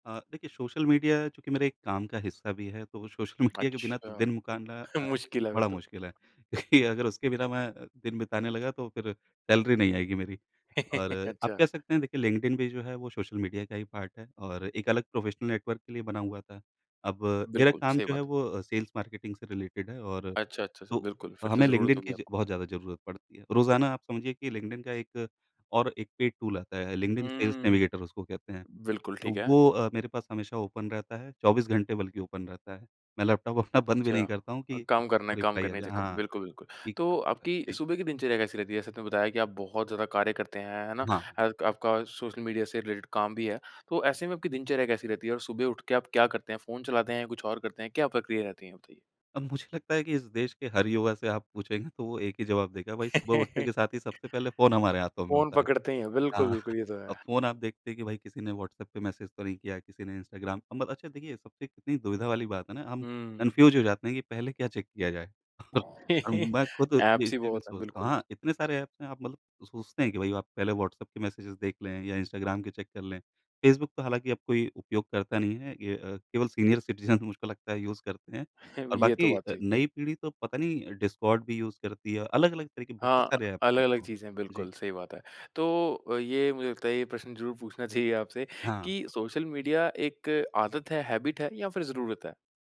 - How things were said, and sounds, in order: tapping; chuckle; laughing while speaking: "क्योंकि"; in English: "सैलरी"; laugh; in English: "पार्ट"; in English: "प्रोफ़ेशनल"; in English: "सेल्स मार्केटिंग"; in English: "रिलेटेड"; in English: "ओपन"; in English: "ओपन"; laughing while speaking: "अपना"; in English: "रिप्लाई"; unintelligible speech; in English: "रिलेटेड"; laugh; chuckle; in English: "मैसेज"; in English: "कन्फ्यूज़"; in English: "चेक"; other background noise; laugh; in English: "ऐप्स"; chuckle; in English: "ऐप्स"; in English: "मेसेज़"; in English: "चेक"; in English: "सीनियर सिटीजन"; chuckle; in English: "यूज़"; in English: "यूज़"; in English: "ऐप्स"; in English: "हैबिट"
- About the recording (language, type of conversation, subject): Hindi, podcast, सोशल मीडिया पर आपका समय कैसे गुजरता है?